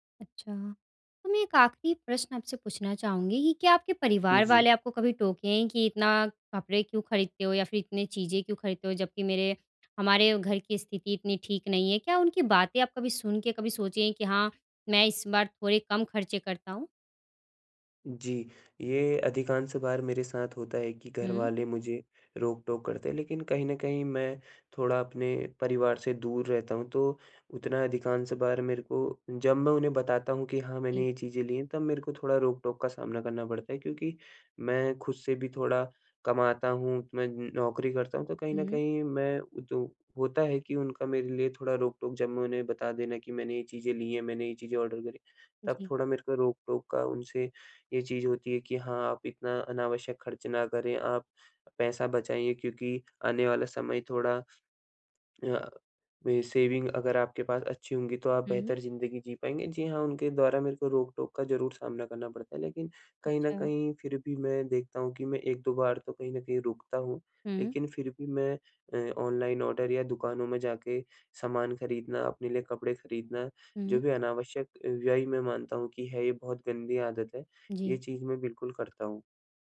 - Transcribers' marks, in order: in English: "ऑर्डर"; in English: "सेविंग"; in English: "ऑनलाइन ऑर्डर"
- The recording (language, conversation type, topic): Hindi, advice, मैं अपनी खर्च करने की आदतें कैसे बदलूँ?